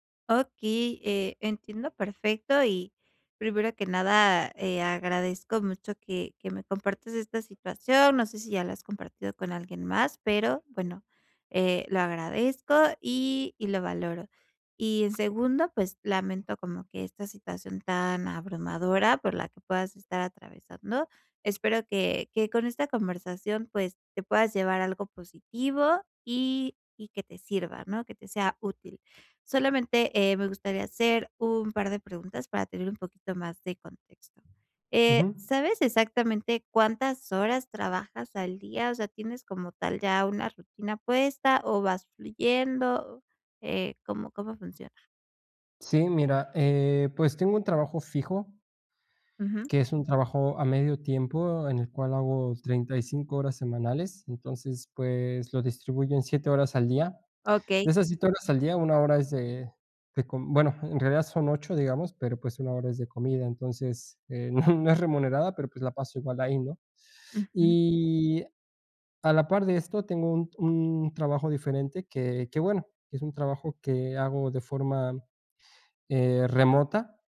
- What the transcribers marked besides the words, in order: tapping; other background noise; laughing while speaking: "no no es remunerada"
- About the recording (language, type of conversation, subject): Spanish, advice, ¿Cómo puedo equilibrar mejor mi trabajo y mi descanso diario?